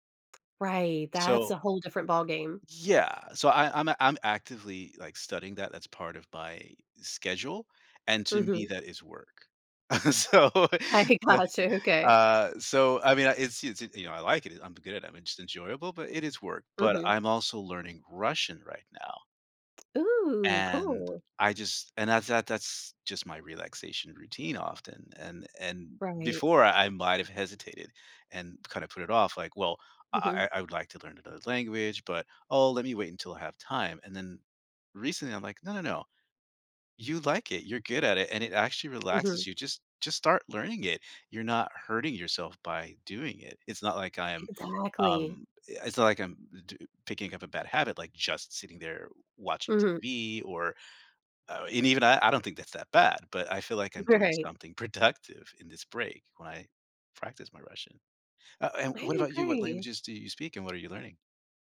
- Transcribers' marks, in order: other background noise; laughing while speaking: "So"; laughing while speaking: "I gotcha"; tapping; laughing while speaking: "Right"
- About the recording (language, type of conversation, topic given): English, unstructured, When should I push through discomfort versus resting for my health?